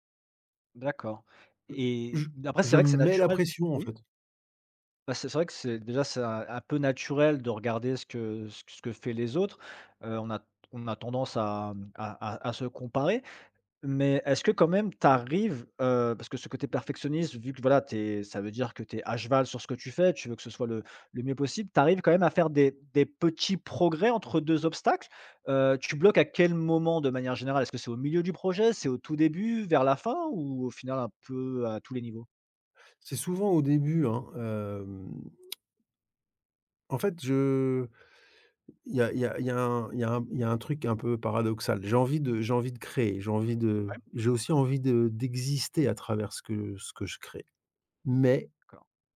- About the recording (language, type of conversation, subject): French, advice, Comment mon perfectionnisme m’empêche-t-il d’avancer et de livrer mes projets ?
- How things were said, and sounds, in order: other background noise